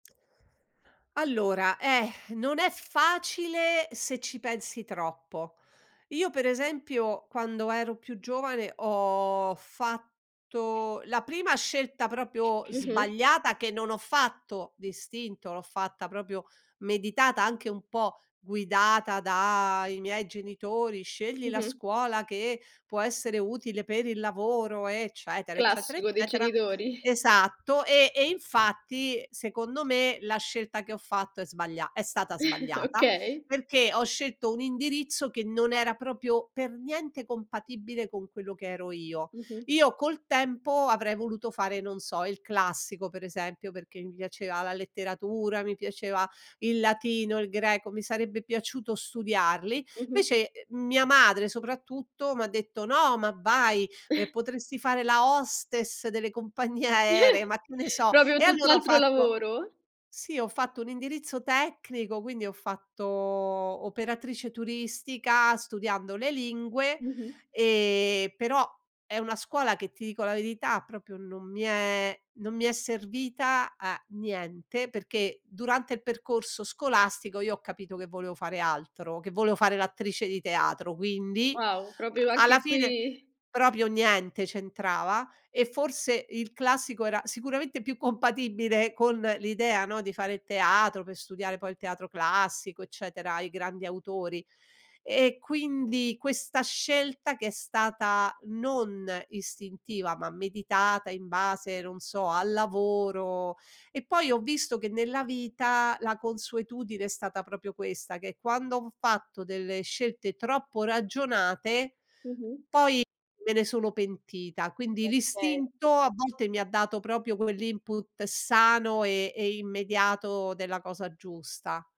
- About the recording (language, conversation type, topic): Italian, podcast, Che cosa ti fa capire che una scelta ti sembra davvero giusta?
- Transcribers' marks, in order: sigh; drawn out: "ho fatto"; "proprio" said as "propio"; other background noise; "proprio" said as "propio"; drawn out: "da"; tapping; chuckle; "proprio" said as "propio"; chuckle; giggle; "Proprio" said as "propio"; laughing while speaking: "compagnie"; drawn out: "fatto"; "proprio" said as "propio"; "proprio" said as "propio"; "proprio" said as "propio"; "proprio" said as "propio"